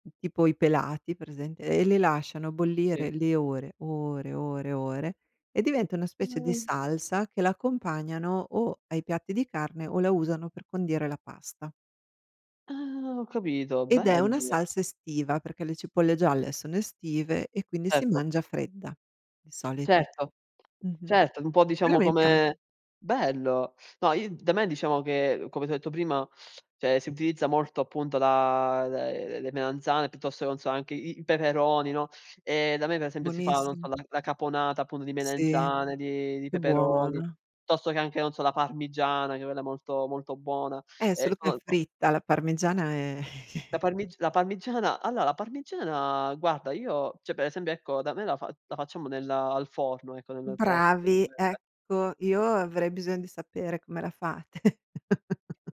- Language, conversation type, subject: Italian, unstructured, Qual è l’importanza del cibo nella tua cultura?
- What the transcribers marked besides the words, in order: other noise; drawn out: "Ah"; tapping; other background noise; background speech; "melanzane" said as "melenzane"; chuckle; drawn out: "parmigiana"; "cioè" said as "ceh"; unintelligible speech; chuckle